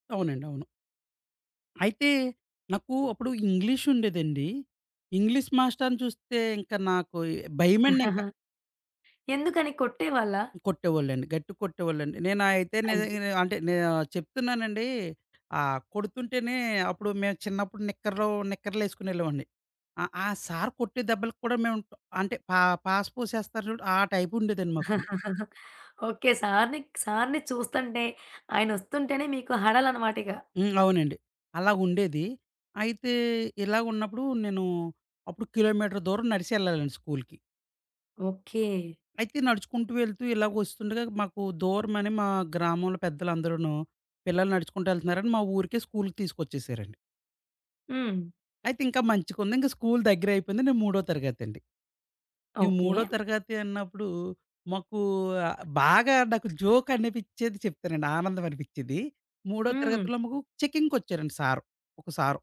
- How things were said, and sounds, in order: chuckle; chuckle; other background noise; in English: "జోక్"; in English: "చెకింగ్‌కొచ్చారండి"
- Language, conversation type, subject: Telugu, podcast, చిన్నప్పటి పాఠశాల రోజుల్లో చదువుకు సంబంధించిన ఏ జ్ఞాపకం మీకు ఆనందంగా గుర్తొస్తుంది?
- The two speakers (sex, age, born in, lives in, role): female, 20-24, India, India, host; male, 30-34, India, India, guest